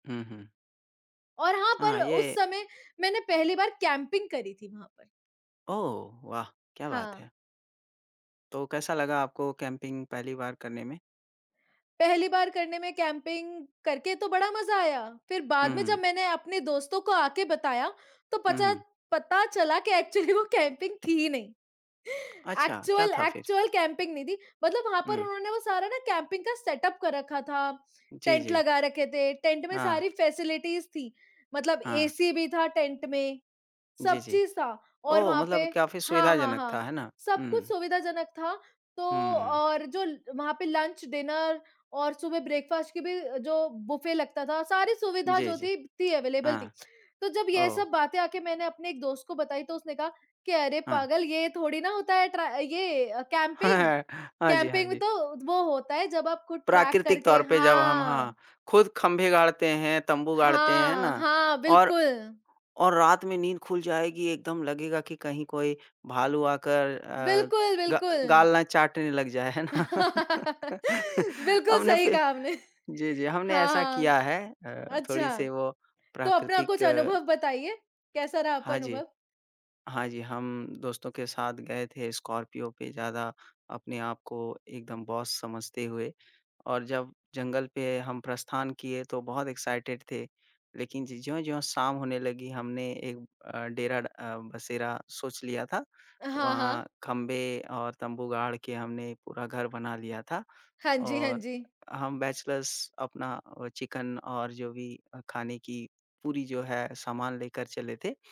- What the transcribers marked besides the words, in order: tapping; in English: "कैम्पिंग"; in English: "कैम्पिंग"; in English: "कैम्पिंग"; laughing while speaking: "एक्चुअली"; in English: "एक्चुअली"; in English: "कैम्पिंग"; in English: "एक्चुअल एक्चुअल कैम्पिंग"; in English: "कैम्पिंग"; in English: "सेटअप"; in English: "फ़ैसिलिटीज़"; in English: "लंच, डिनर"; in English: "ब्रेकफ़ास्ट"; in English: "बुफ़े"; in English: "अवेलेबल"; laugh; in English: "कैम्पिंग। कैम्पिंग"; in English: "ट्रैक"; laugh; laughing while speaking: "ना?"; laugh; chuckle; in English: "बॉस"; in English: "एक्साइटेड"; in English: "बैचलर्स"
- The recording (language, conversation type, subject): Hindi, unstructured, यात्रा के दौरान आपको कौन-सी यादें सबसे खास लगती हैं?